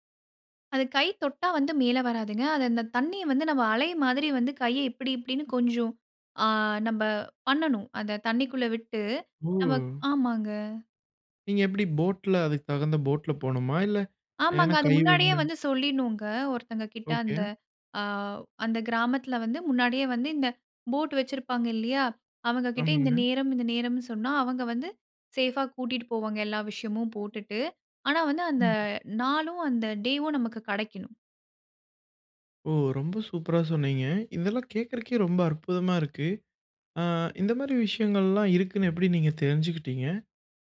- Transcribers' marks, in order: unintelligible speech; unintelligible speech
- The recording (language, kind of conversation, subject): Tamil, podcast, உங்களின் கடற்கரை நினைவொன்றை பகிர முடியுமா?